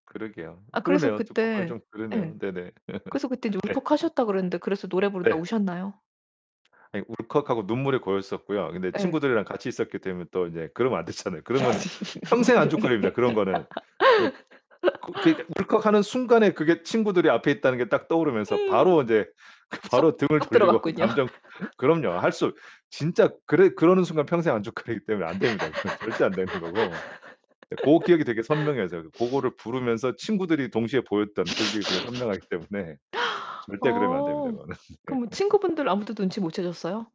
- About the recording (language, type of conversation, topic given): Korean, podcast, 어떤 노래를 들었을 때 가장 많이 울었나요?
- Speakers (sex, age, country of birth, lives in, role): female, 40-44, United States, Sweden, host; male, 45-49, South Korea, United States, guest
- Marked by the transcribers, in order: other background noise; laugh; laugh; laughing while speaking: "안 되잖아요"; distorted speech; laughing while speaking: "그 바로 등을 돌리고 감정"; laughing while speaking: "쏙 들어갔군요"; laugh; laughing while speaking: "안줏거리기 때문에"; laugh; laugh; laughing while speaking: "그거는. 네"; laugh